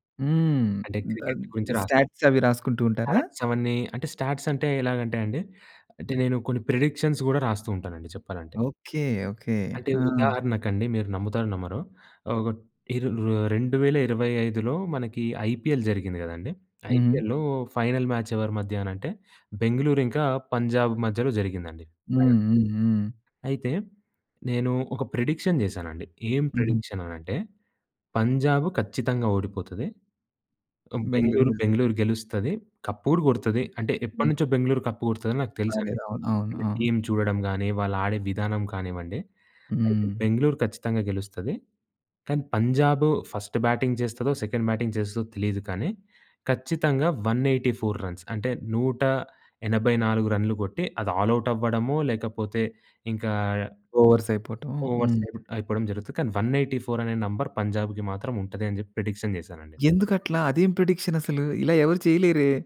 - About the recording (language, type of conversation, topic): Telugu, podcast, కుటుంబం, స్నేహితుల అభిప్రాయాలు మీ నిర్ణయాన్ని ఎలా ప్రభావితం చేస్తాయి?
- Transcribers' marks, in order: in English: "స్టాట్స్"; in English: "స్టాట్స్"; in English: "స్టాట్స్"; other background noise; in English: "ప్రిడిక్షన్స్‌స్"; in English: "ఐపీఎల్"; in English: "ఐపీఎల్ ఫైనల్ మ్యాచ్"; other noise; in English: "ప్రిడిక్షన్"; in English: "ప్రిడిక్షన్"; in English: "కప్"; in English: "కప్"; in English: "టీమ్"; in English: "ఫస్ట్ బ్యాటింగ్"; in English: "సెకండ్ బ్యాటింగ్"; in English: "వన్ ఎయిటీ ఫోర్ రన్స్"; in English: "ఆల్ ఔట్"; in English: "ఓవర్స్"; in English: "ఓవర్స్"; in English: "వన్ ఎయిటీ ఫోర్"; in English: "నెంబర్"; in English: "ప్రిడిక్షన్"; in English: "ప్రిడిక్షన్"